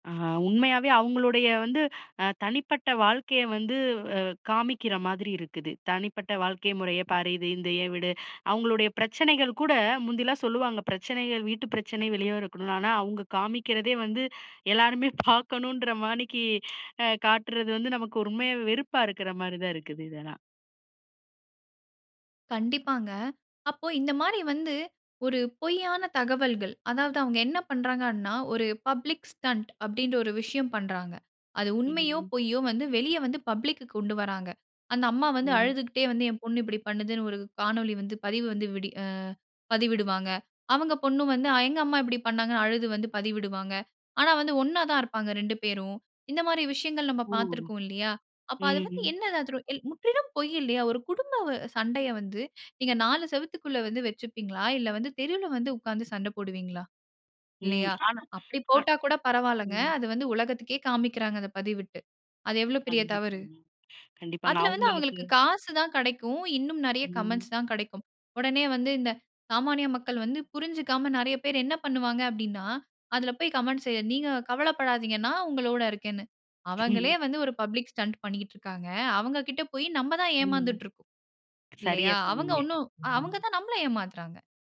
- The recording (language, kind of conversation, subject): Tamil, podcast, மீடியா உங்களுக்கு ஆறுதல் தருமா அல்லது வெறுமையைத் தூண்டுமா?
- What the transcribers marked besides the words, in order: chuckle; in English: "பப்ளிக் ஸ்டண்ட்"; unintelligible speech; tongue click; in English: "கமெண்ட்ஸ்"; in English: "கமெண்ட்ஸ்"; other noise; in English: "பப்ளிக் ஸ்டண்ட்"